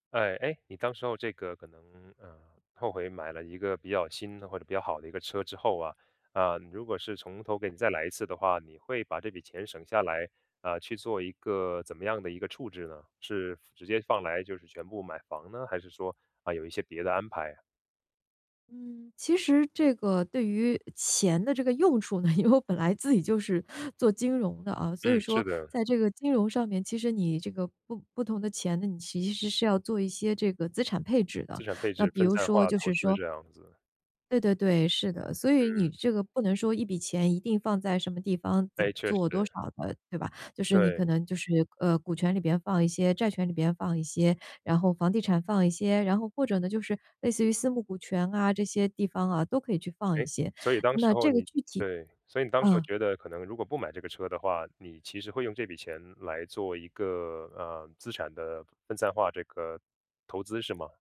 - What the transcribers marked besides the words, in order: laughing while speaking: "因为我本来自己就是"; tapping
- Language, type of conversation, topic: Chinese, podcast, 买房买车这种大事，你更看重当下还是未来？